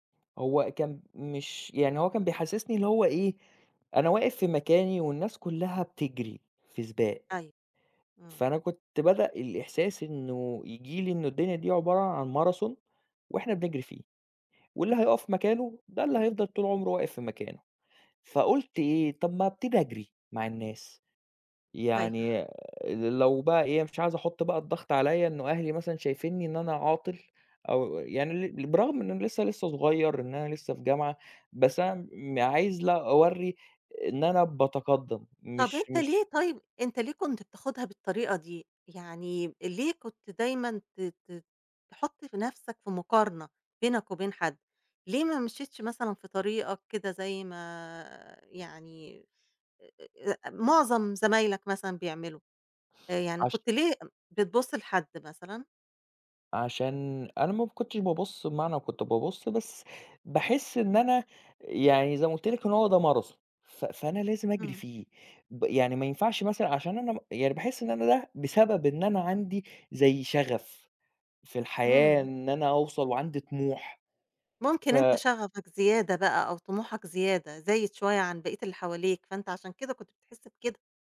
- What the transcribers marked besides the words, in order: in English: "Marathon"
- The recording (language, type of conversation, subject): Arabic, podcast, إزاي الضغط الاجتماعي بيأثر على قراراتك لما تاخد مخاطرة؟